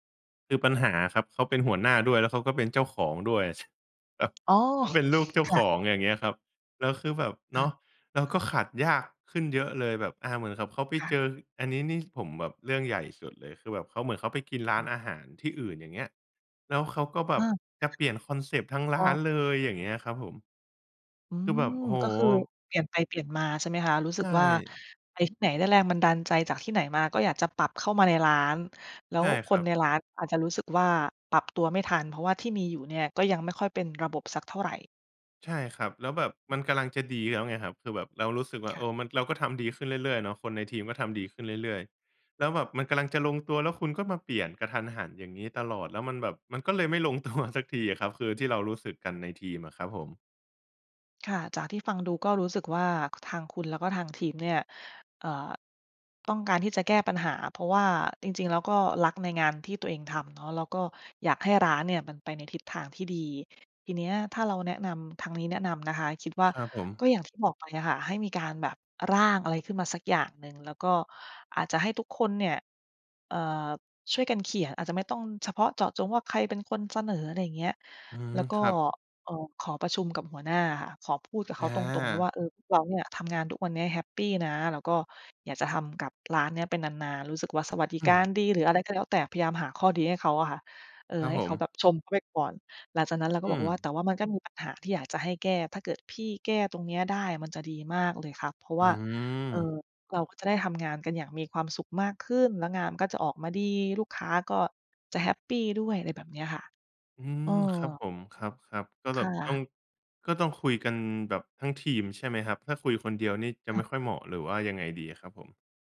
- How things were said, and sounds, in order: tapping; chuckle; other background noise; in English: "คอนเซปต์"; laughing while speaking: "ตัว"
- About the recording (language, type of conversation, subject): Thai, advice, ควรทำอย่างไรเมื่อมีแต่งานด่วนเข้ามาตลอดจนทำให้งานสำคัญถูกเลื่อนอยู่เสมอ?